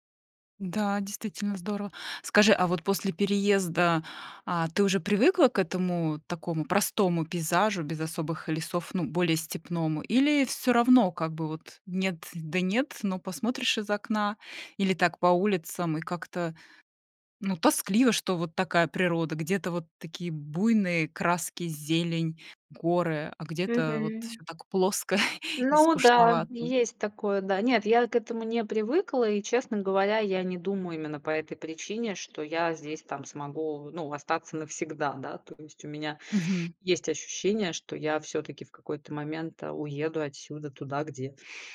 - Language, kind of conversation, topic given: Russian, podcast, Чему тебя учит молчание в горах или в лесу?
- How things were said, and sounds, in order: tapping; chuckle